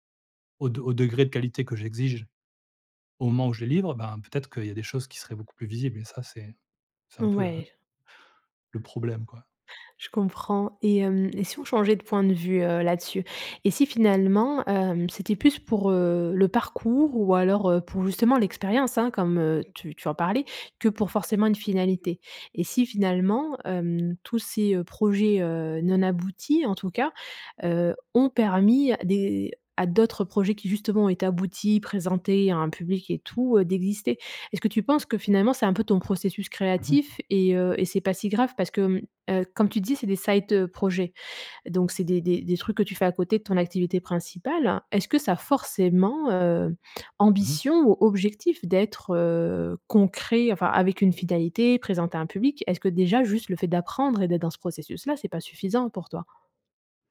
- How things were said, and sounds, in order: in English: "side"
- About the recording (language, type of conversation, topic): French, advice, Comment surmonter mon perfectionnisme qui m’empêche de finir ou de partager mes œuvres ?
- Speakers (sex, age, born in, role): female, 35-39, France, advisor; male, 40-44, France, user